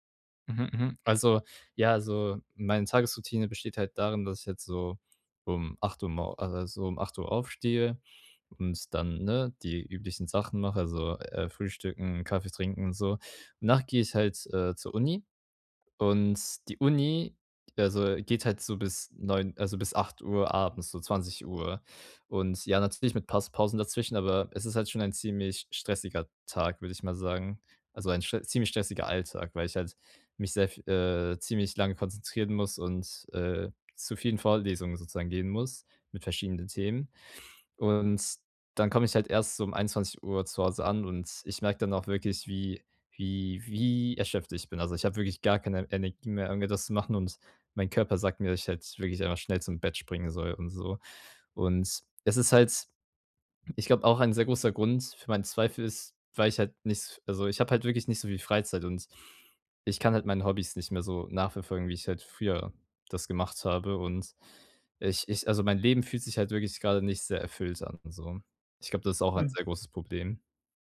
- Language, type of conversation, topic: German, advice, Wie überwinde ich Zweifel und bleibe nach einer Entscheidung dabei?
- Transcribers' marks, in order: other background noise; stressed: "wie"